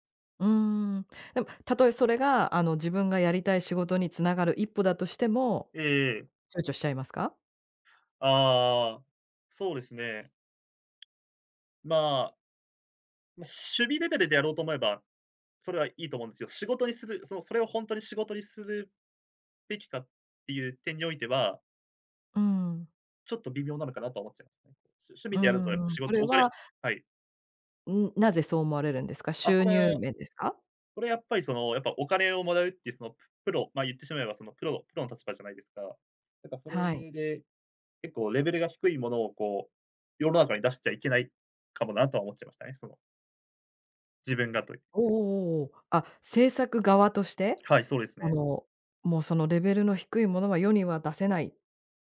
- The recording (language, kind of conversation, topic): Japanese, podcast, 好きなことを仕事にすべきだと思いますか？
- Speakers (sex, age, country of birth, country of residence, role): female, 45-49, Japan, United States, host; male, 20-24, Japan, Japan, guest
- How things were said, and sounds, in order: tapping